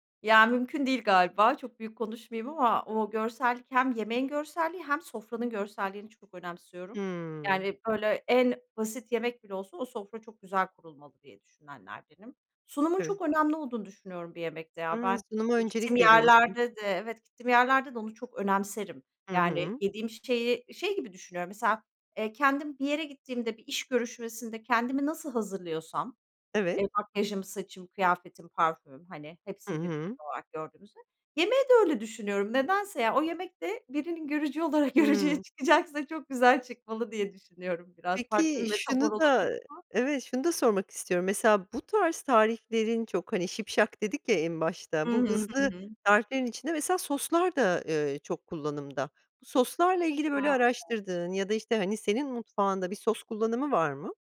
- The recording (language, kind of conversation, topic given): Turkish, podcast, Hızlı bir akşam yemeği hazırlarken genelde neler yaparsın?
- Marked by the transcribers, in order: other background noise